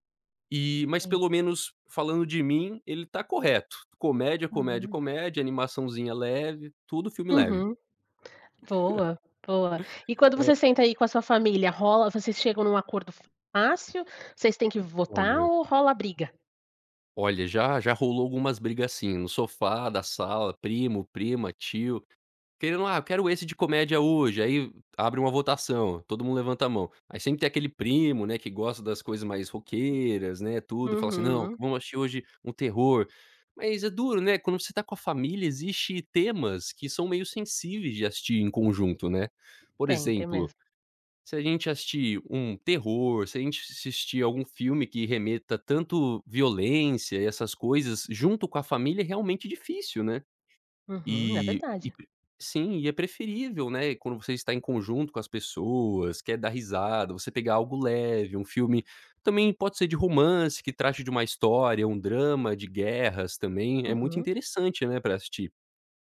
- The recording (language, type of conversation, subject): Portuguese, podcast, Como você escolhe o que assistir numa noite livre?
- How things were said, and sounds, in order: tapping; chuckle